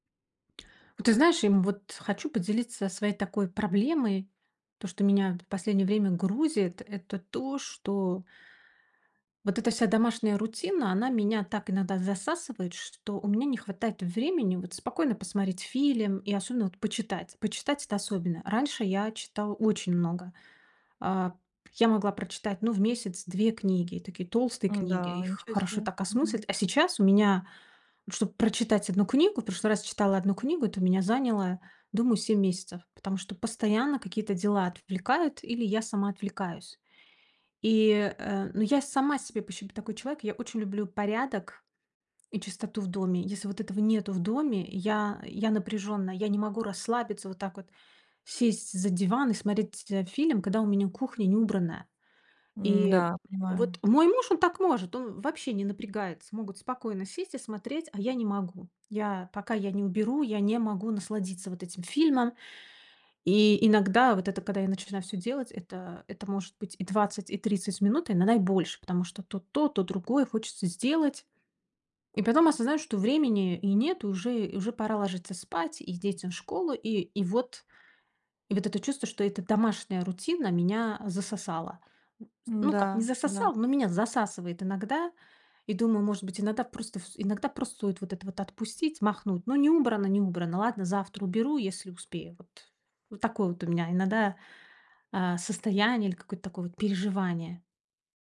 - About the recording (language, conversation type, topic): Russian, advice, Как организовать домашние дела, чтобы они не мешали отдыху и просмотру фильмов?
- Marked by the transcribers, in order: "общем" said as "пощем"; other noise